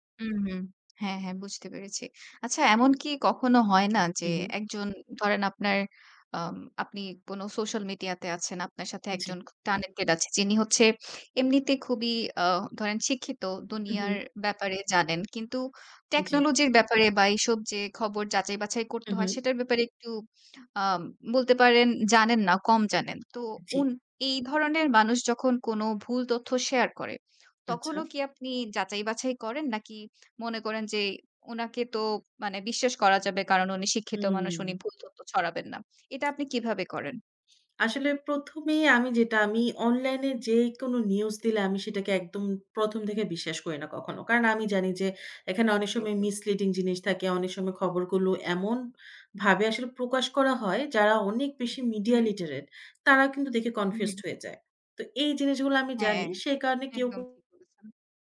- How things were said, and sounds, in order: other background noise; in English: "মিসলিডিং"; in English: "লিটারেট"; in English: "কনফিউজড"
- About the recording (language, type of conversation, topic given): Bengali, podcast, অনলাইনে কোনো খবর দেখলে আপনি কীভাবে সেটির সত্যতা যাচাই করেন?